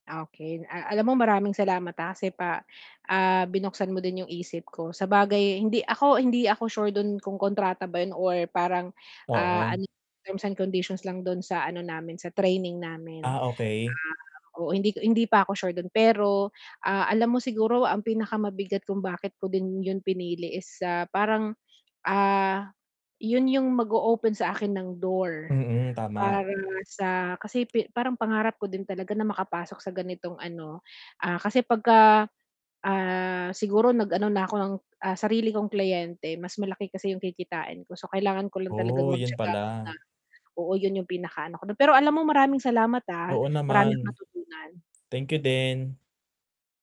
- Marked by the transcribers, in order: static; distorted speech
- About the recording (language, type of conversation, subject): Filipino, advice, Paano ko pipiliin ang trabahong mas tugma sa aking mga pagpapahalaga kaysa sa mas mataas na kita?